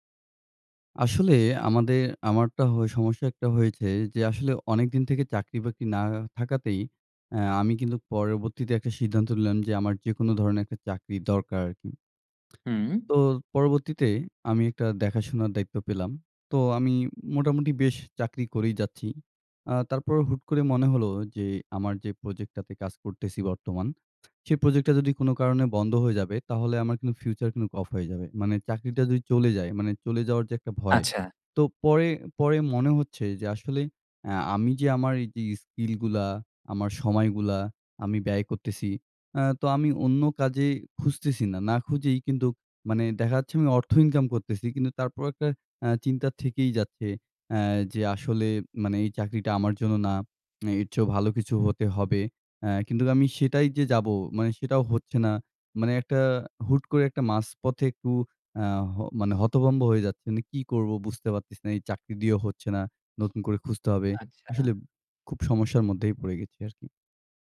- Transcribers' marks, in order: "মাঝপথে" said as "মাছপথে"; other noise
- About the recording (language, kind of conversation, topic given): Bengali, advice, চাকরিতে কাজের অর্থহীনতা অনুভব করছি, জীবনের উদ্দেশ্য কীভাবে খুঁজে পাব?